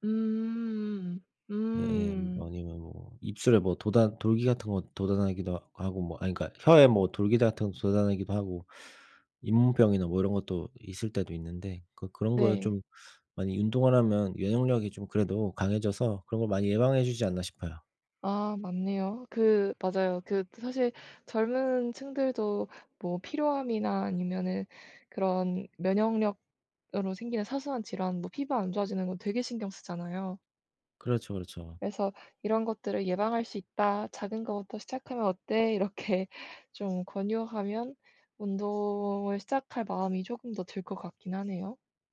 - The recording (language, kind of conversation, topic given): Korean, unstructured, 운동을 시작하지 않으면 어떤 질병에 걸릴 위험이 높아질까요?
- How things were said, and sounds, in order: laughing while speaking: "이렇게"